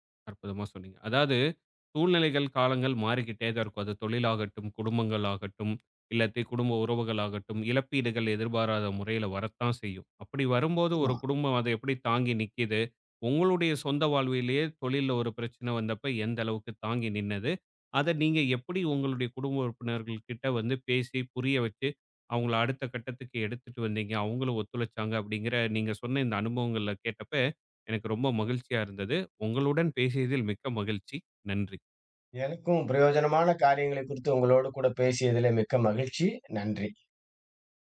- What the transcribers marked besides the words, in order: other background noise; tapping
- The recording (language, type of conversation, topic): Tamil, podcast, அதிர்ச்சி அல்லது இழப்பு நேரும்போது அதை எதிர்கொள்வதில் உங்கள் குடும்பத்தினரை எப்படி இணைத்துக்கொள்கிறீர்கள்?